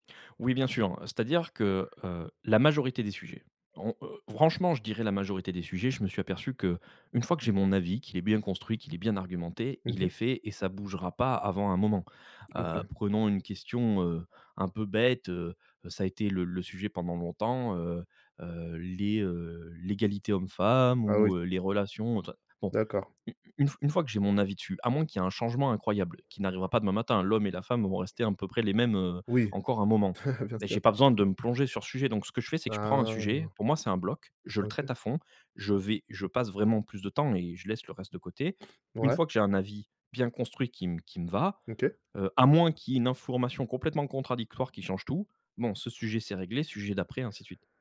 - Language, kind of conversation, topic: French, podcast, Comment faites-vous votre veille sans vous noyer sous l’information ?
- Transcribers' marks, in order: chuckle; drawn out: "Ah"